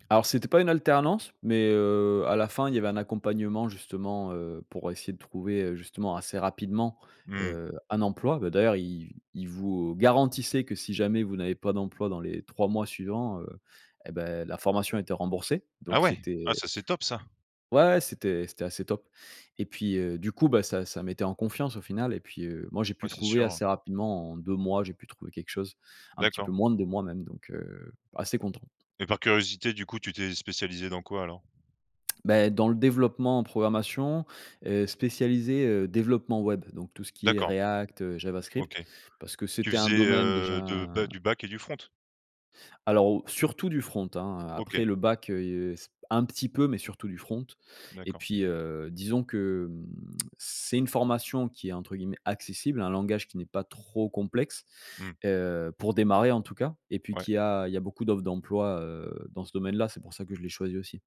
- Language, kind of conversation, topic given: French, podcast, Comment changer de carrière sans tout perdre ?
- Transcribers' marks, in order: other background noise; tapping; in English: "back"; drawn out: "déjà"; in English: "front ?"; in English: "front"; in English: "back"; other noise; in English: "front"; tsk; stressed: "trop"